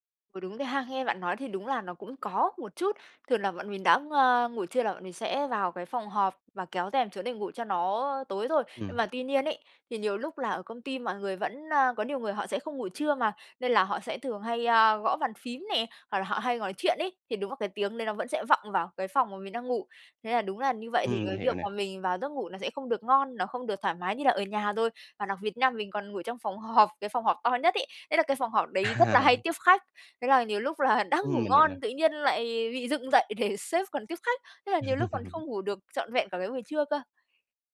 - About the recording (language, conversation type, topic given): Vietnamese, advice, Làm sao để không cảm thấy uể oải sau khi ngủ ngắn?
- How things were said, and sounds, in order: tapping; other background noise; laughing while speaking: "họp"; laughing while speaking: "À"; laughing while speaking: "là"; laughing while speaking: "để"; laugh